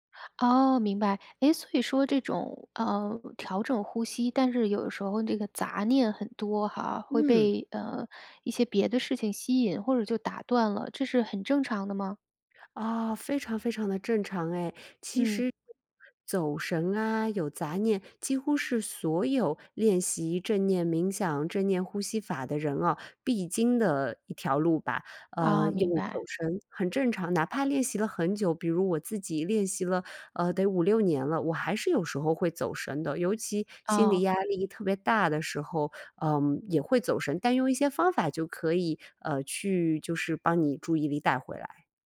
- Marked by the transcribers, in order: other background noise
- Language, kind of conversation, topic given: Chinese, podcast, 简单说说正念呼吸练习怎么做？